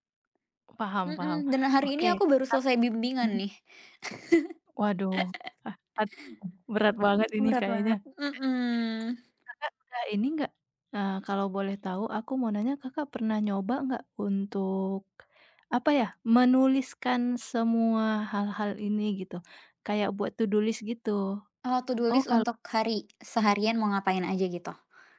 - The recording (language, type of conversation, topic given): Indonesian, advice, Mengapa Anda merasa stres karena tenggat kerja yang menumpuk?
- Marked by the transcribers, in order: other background noise; laugh; unintelligible speech; drawn out: "mhm"; background speech; in English: "to do list"; in English: "to do list"